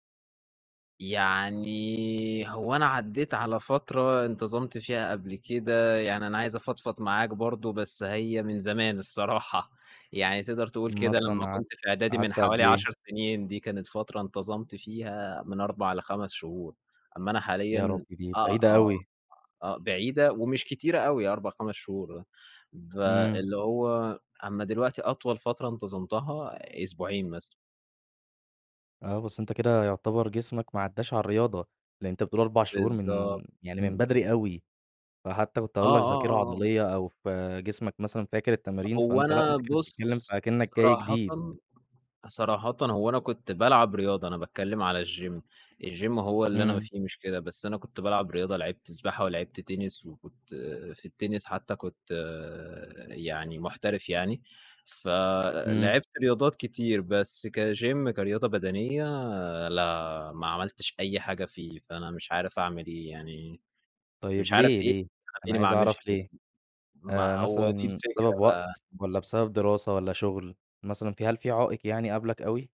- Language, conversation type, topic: Arabic, advice, إزاي أبطّل أسوّف كل يوم وألتزم بتمارين رياضية يوميًا؟
- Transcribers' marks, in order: other background noise; laughing while speaking: "الصراحة"; tapping; in English: "الGYM، الGYM"; in English: "كGYM"